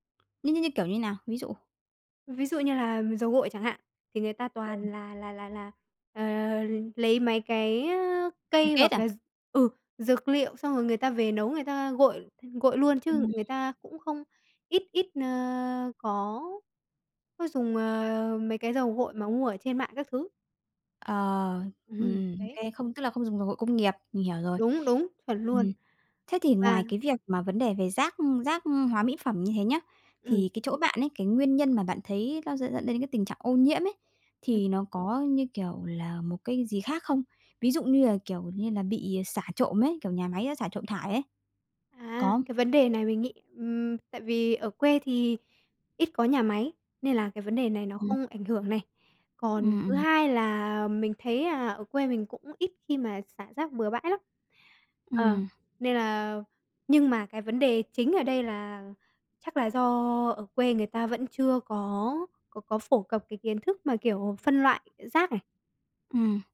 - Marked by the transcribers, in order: unintelligible speech; other background noise; tapping
- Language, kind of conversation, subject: Vietnamese, podcast, Bạn nghĩ thế nào về việc bảo tồn sông suối ở địa phương?